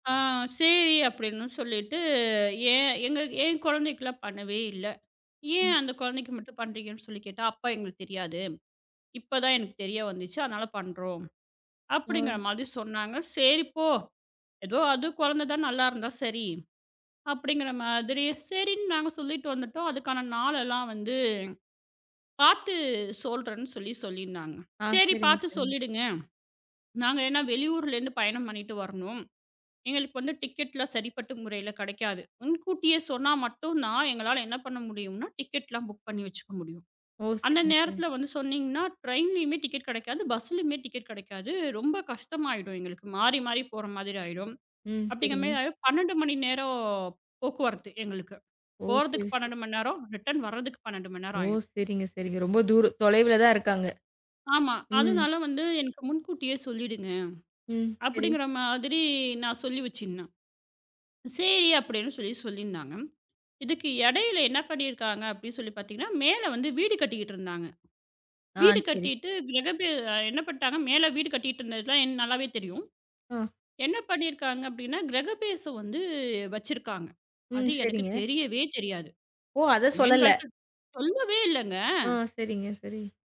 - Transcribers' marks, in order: tapping; in English: "ரிட்டர்ன்"; disgusted: "அது எனக்குத் தெரியவே தெரியாது. எங்கள்ட்ட சொல்லவே இல்லங்க"
- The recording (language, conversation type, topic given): Tamil, podcast, மன்னிப்பு கேட்காத ஒருவரை நீங்கள் எப்படிச் சமாளித்து பேசலாம்?